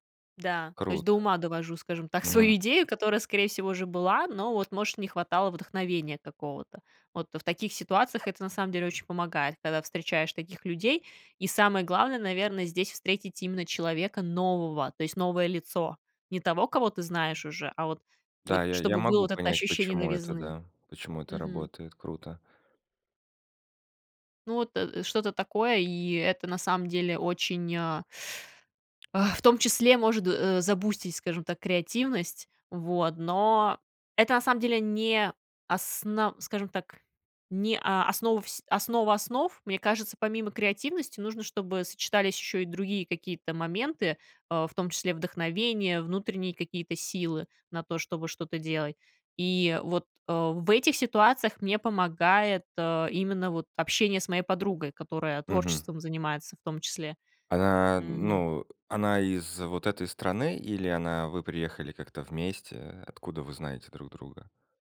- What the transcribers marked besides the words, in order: laughing while speaking: "свою идею"; tapping; exhale
- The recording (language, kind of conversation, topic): Russian, podcast, Как общение с людьми подстёгивает твою креативность?